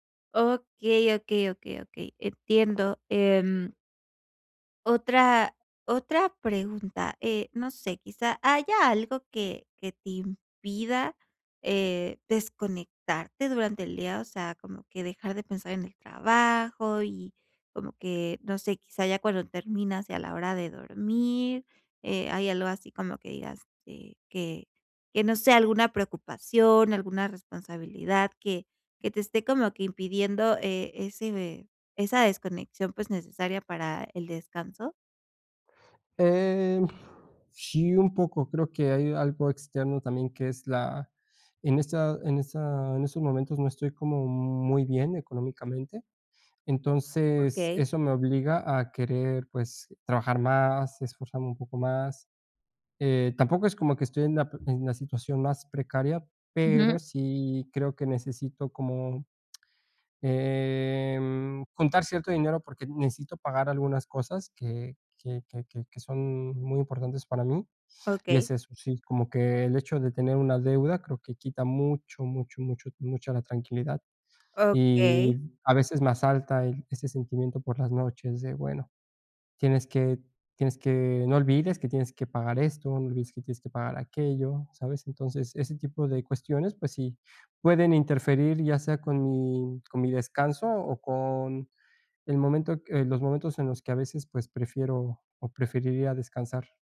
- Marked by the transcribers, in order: tapping; tongue click
- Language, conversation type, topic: Spanish, advice, ¿Cómo puedo equilibrar mejor mi trabajo y mi descanso diario?